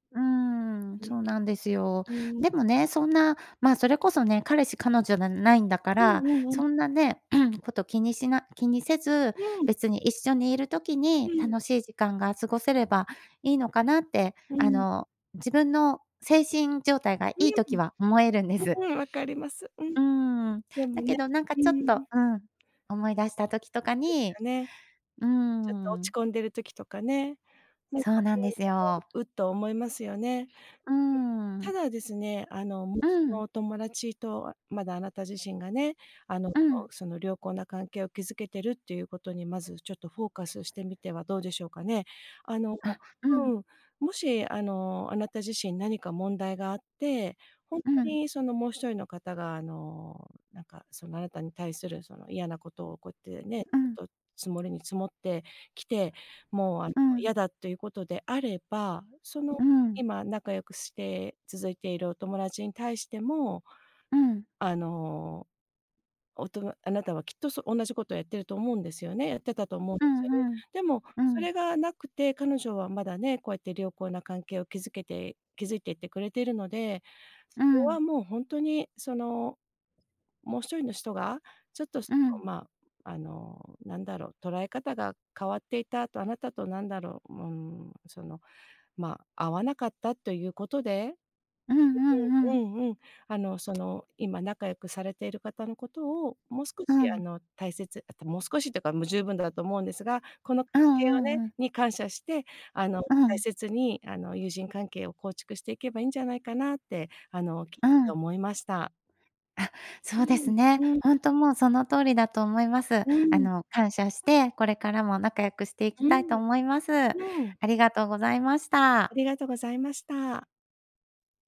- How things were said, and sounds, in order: throat clearing; other background noise
- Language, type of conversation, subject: Japanese, advice, 共通の友人関係をどう維持すればよいか悩んでいますか？